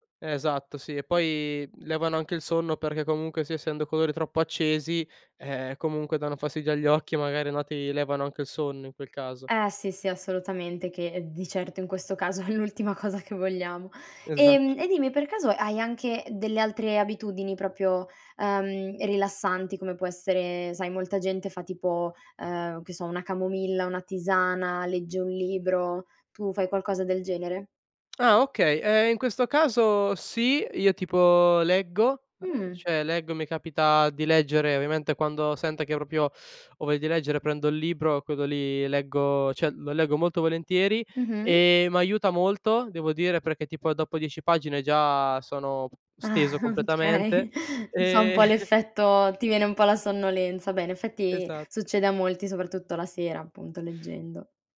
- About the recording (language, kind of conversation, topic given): Italian, podcast, Cosa fai per calmare la mente prima di dormire?
- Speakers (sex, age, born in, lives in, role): female, 25-29, Italy, Italy, host; male, 20-24, Italy, Italy, guest
- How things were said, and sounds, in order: other background noise; laughing while speaking: "è l'ultima cosa"; "proprio" said as "propio"; tapping; "Ovviamente" said as "oviamente"; "proprio" said as "propio"; "cioè" said as "ceh"; laughing while speaking: "Ah, okay"; chuckle